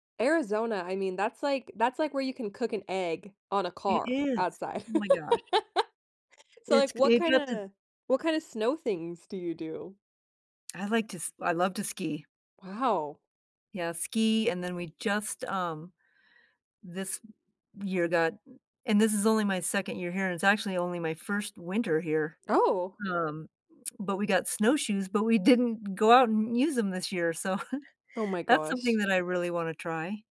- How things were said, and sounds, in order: laugh; chuckle
- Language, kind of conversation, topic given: English, unstructured, What do you like doing for fun with friends?